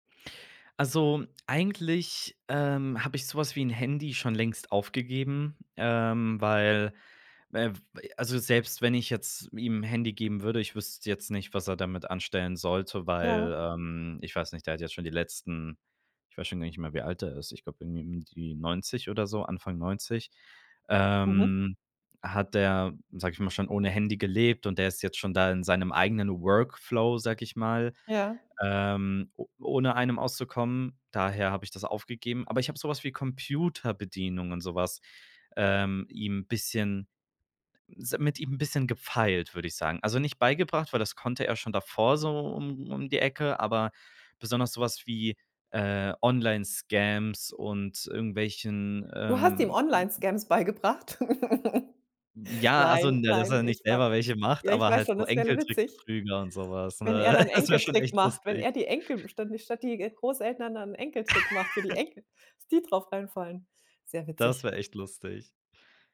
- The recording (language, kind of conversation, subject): German, podcast, Wie erklärst du älteren Menschen neue Technik?
- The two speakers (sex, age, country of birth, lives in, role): female, 40-44, Germany, Cyprus, host; male, 25-29, Germany, Germany, guest
- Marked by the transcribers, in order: other noise; laughing while speaking: "beigebracht?"; laugh; laugh; laugh